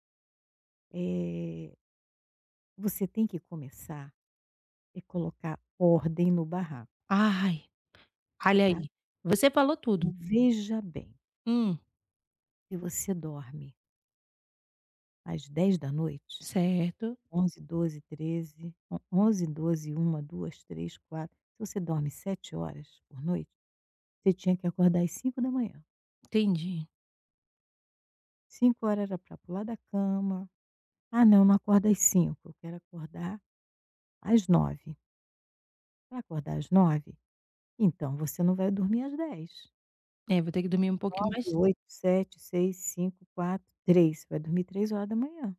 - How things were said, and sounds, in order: none
- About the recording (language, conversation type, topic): Portuguese, advice, Como posso decidir entre compromissos pessoais e profissionais importantes?